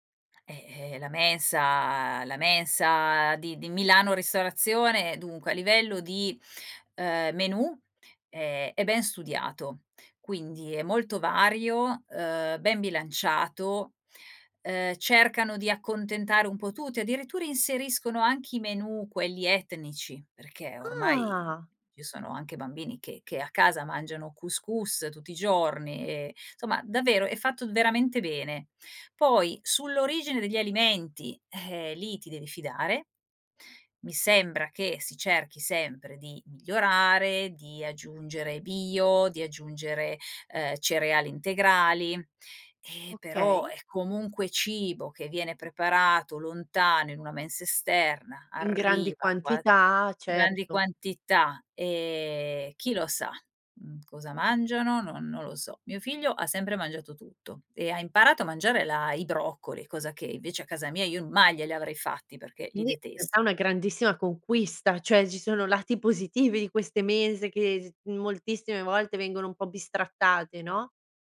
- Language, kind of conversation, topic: Italian, podcast, Cosa significa per te nutrire gli altri a tavola?
- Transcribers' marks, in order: other background noise; "insomma" said as "nsomma"